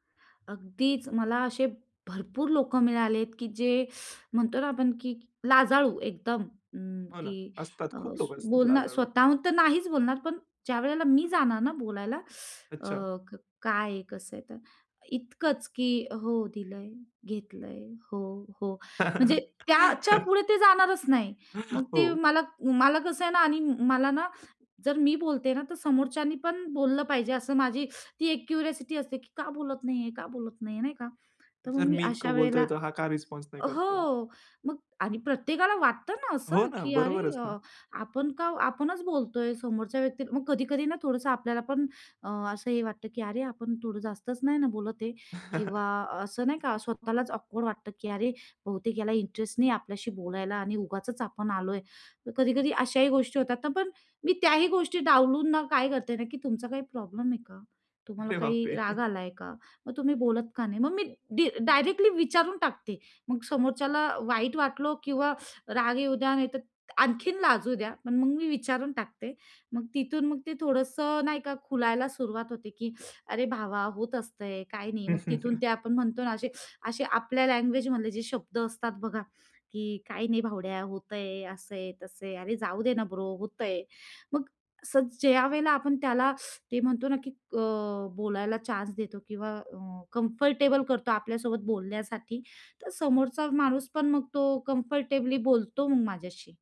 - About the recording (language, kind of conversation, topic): Marathi, podcast, नवीन लोकांशी संवाद कसा सुरू करता?
- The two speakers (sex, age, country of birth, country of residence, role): female, 30-34, India, India, guest; male, 20-24, India, India, host
- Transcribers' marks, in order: teeth sucking; teeth sucking; chuckle; chuckle; teeth sucking; in English: "क्युरिओसिटी"; in English: "रिस्पॉन्स"; in English: "ऑकवर्ड"; chuckle; other noise; trusting: "तुमचा काही प्रॉब्लेम आहे का? … बोलत का नाही?"; laughing while speaking: "अरे बापरे!"; in English: "डायरेक्टली"; teeth sucking; teeth sucking; chuckle; teeth sucking; in English: "लँग्वेजमधले"; in English: "ब्रो"; teeth sucking; in English: "कम्फर्टेबल"; in English: "कम्फर्टेबली"